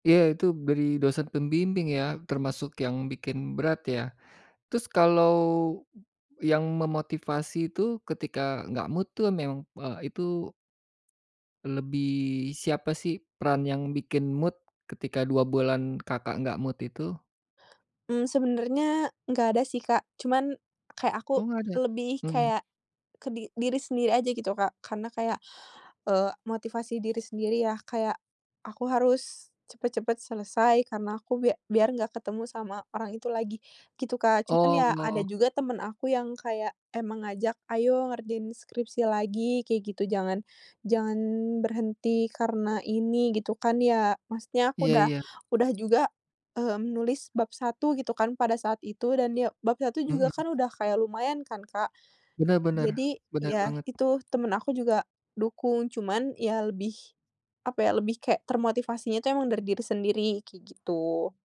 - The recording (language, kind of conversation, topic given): Indonesian, podcast, Kapan terakhir kali kamu merasa sangat bangga, dan kenapa?
- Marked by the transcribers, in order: in English: "mood"; in English: "mood"; in English: "mood"; tapping; other background noise